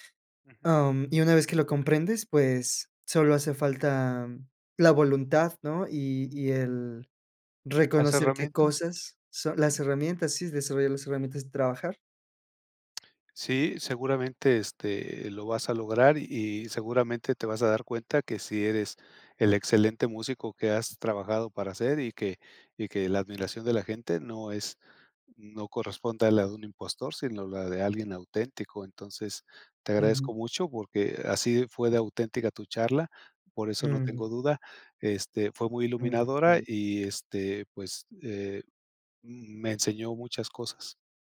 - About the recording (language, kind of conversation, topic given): Spanish, podcast, ¿Cómo empezarías a conocerte mejor?
- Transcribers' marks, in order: none